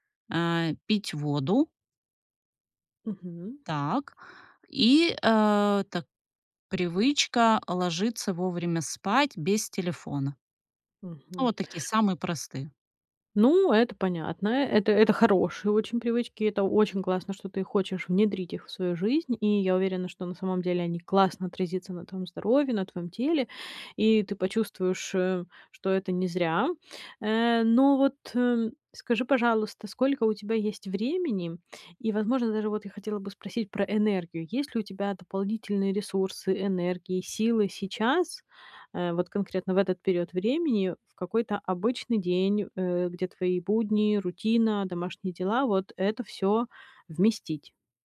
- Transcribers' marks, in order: tapping; stressed: "классно"
- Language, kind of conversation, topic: Russian, advice, Как мне не пытаться одновременно сформировать слишком много привычек?